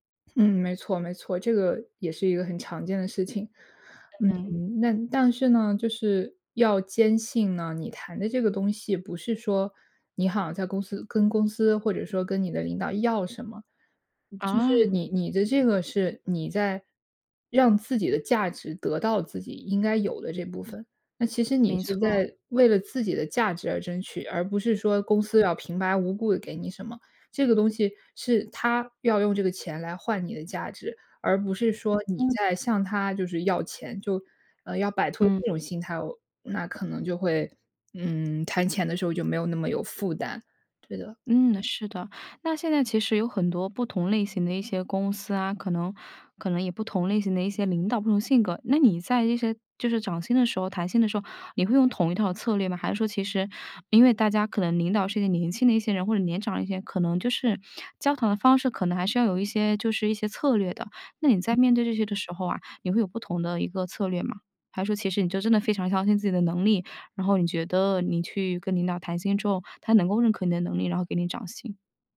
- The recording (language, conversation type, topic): Chinese, podcast, 你是怎么争取加薪或更好的薪酬待遇的？
- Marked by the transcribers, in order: other background noise